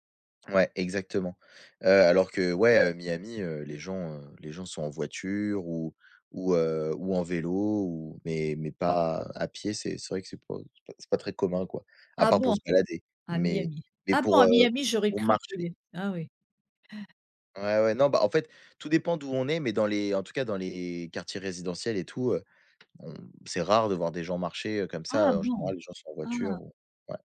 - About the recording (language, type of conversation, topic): French, unstructured, Qu’est-ce qui te rend heureux dans ta ville ?
- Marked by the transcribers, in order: tapping